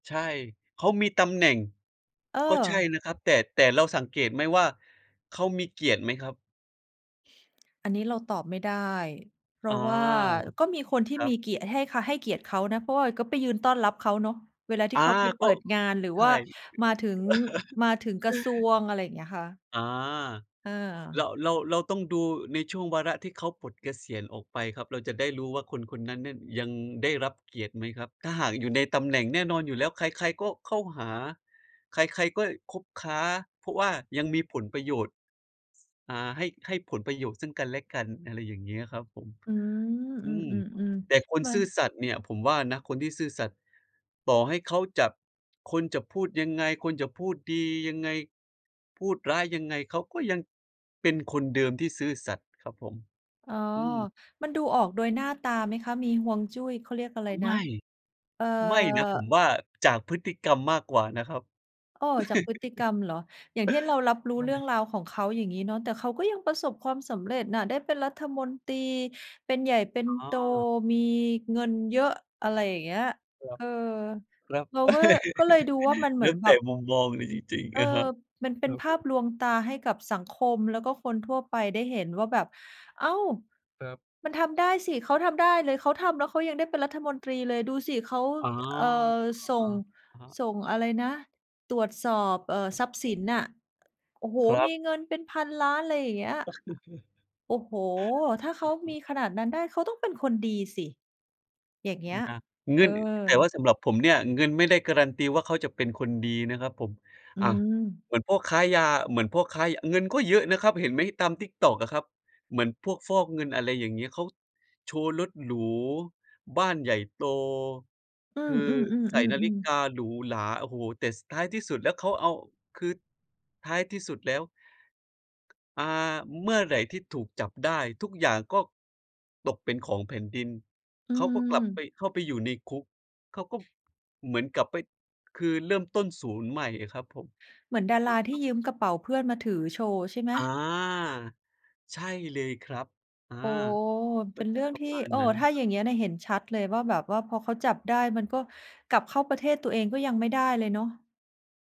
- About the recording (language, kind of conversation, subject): Thai, unstructured, คุณคิดว่าความซื่อสัตย์สำคัญกว่าความสำเร็จไหม?
- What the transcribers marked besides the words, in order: tapping; other background noise; chuckle; other noise; chuckle; laugh; chuckle